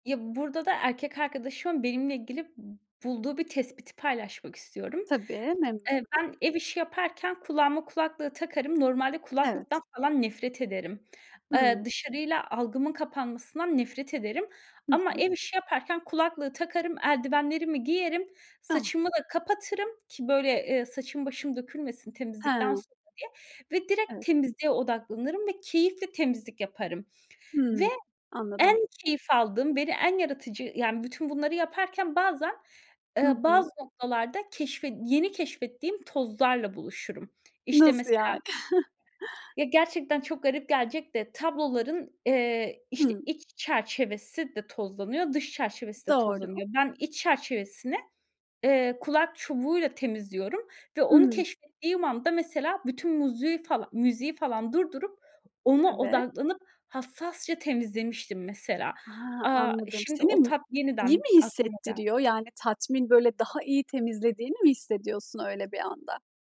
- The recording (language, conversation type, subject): Turkish, podcast, Çalışma ortamı yaratıcılığınızı nasıl etkiliyor?
- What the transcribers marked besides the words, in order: other background noise; tapping; chuckle